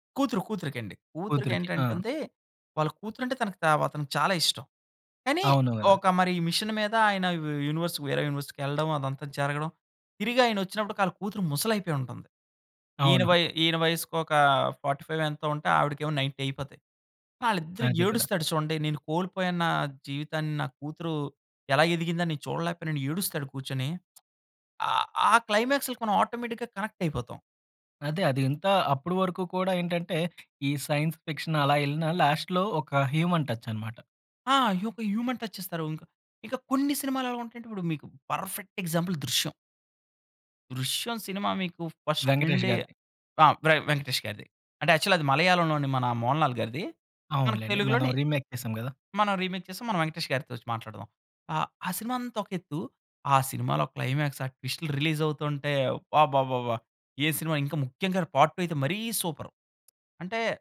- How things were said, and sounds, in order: in English: "మిషన్"; in English: "యూ యూ యూనివర్స్"; in English: "యూని‌వర్స్‌కెళ్లడం"; in English: "ఫార్టీ ఫైవ్"; in English: "నైన్టీ"; lip smack; in English: "క్లైమాక్స్‌లకి"; in English: "ఆటోమేటిక్‌గా కనెక్ట్"; tapping; in English: "సైన్స్ ఫిక్షన్"; in English: "లాస్ట్‌లో"; in English: "హ్యూమన్"; in English: "హ్యూమన్ టచ్"; in English: "పర్ఫెక్ట్ ఎగ్జాంపుల్"; stressed: "పర్ఫెక్ట్"; in English: "ఫస్ట్"; in English: "యాక్చువలి"; in English: "రీమేక్"; in English: "రీమేక్"; in English: "క్లైమాక్స్"; in English: "పార్ట్ 2"
- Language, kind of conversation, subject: Telugu, podcast, సినిమా ముగింపు బాగుంటే ప్రేక్షకులపై సినిమా మొత్తం ప్రభావం ఎలా మారుతుంది?